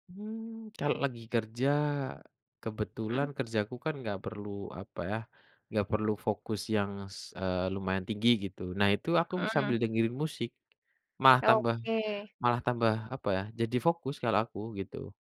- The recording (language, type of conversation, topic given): Indonesian, unstructured, Bagaimana musik memengaruhi suasana hatimu dalam keseharian?
- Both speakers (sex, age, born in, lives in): female, 20-24, Indonesia, Indonesia; male, 25-29, Indonesia, Indonesia
- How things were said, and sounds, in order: none